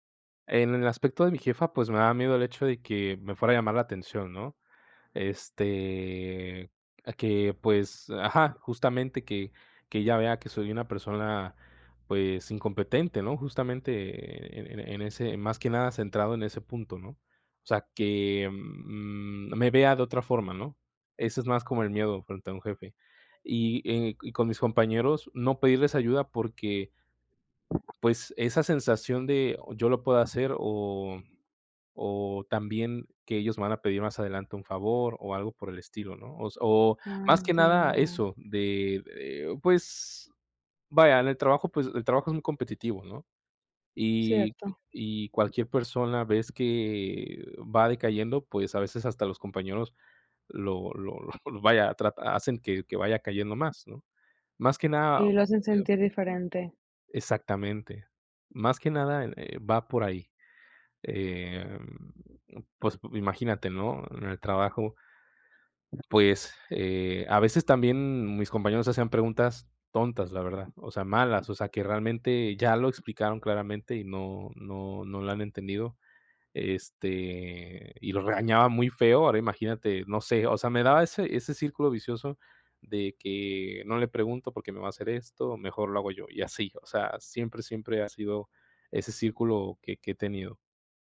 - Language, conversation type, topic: Spanish, advice, ¿Cómo te sientes cuando te da miedo pedir ayuda por parecer incompetente?
- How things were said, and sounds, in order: drawn out: "Este"; tapping; laughing while speaking: "lo, vaya, trata"; other noise